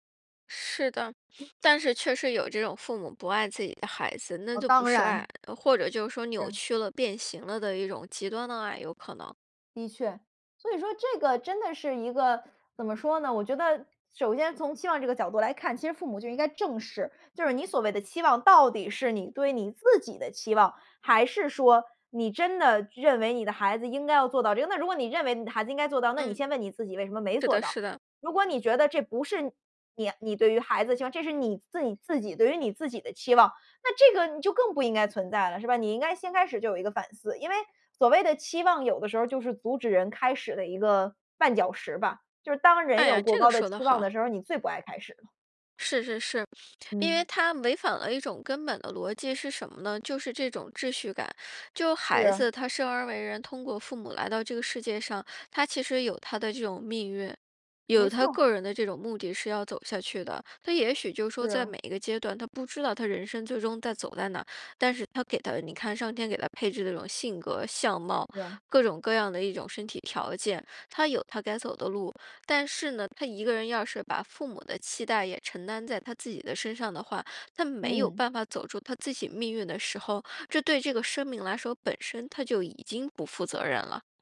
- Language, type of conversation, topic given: Chinese, podcast, 爸妈对你最大的期望是什么?
- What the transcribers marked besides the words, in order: none